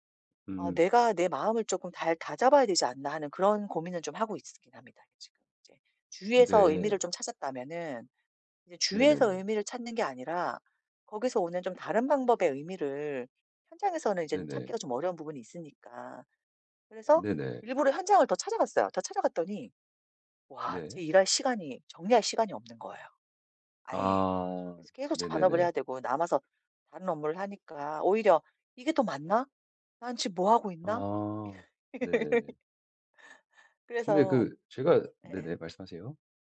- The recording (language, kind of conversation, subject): Korean, advice, 지금 하고 있는 일이 제 가치와 잘 맞는지 어떻게 확인할 수 있을까요?
- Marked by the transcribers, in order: other background noise; laugh